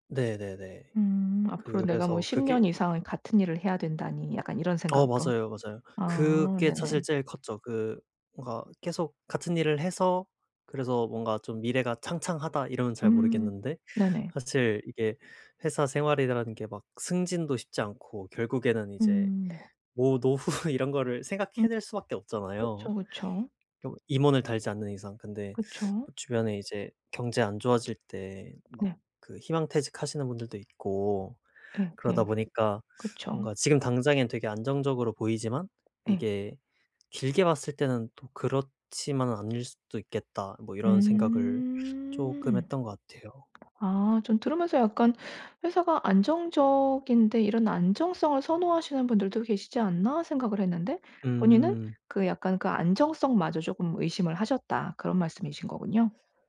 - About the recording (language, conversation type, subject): Korean, advice, 성장 기회가 많은 회사와 안정적인 회사 중 어떤 선택을 해야 할까요?
- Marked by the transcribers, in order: tapping; laughing while speaking: "노후"; other background noise